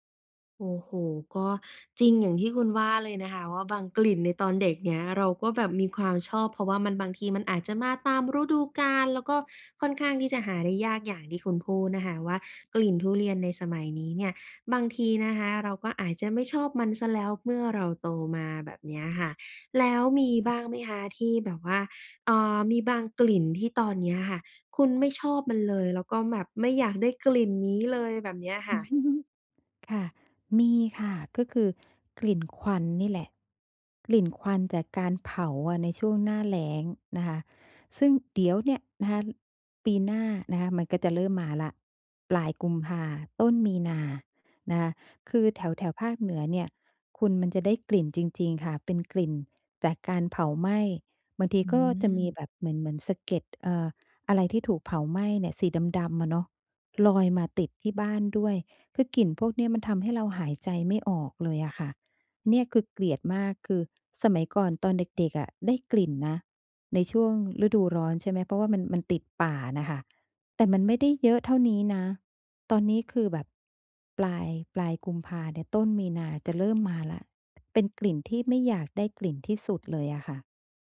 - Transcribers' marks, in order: unintelligible speech; chuckle
- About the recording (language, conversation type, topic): Thai, podcast, รู้สึกอย่างไรกับกลิ่นของแต่ละฤดู เช่น กลิ่นดินหลังฝน?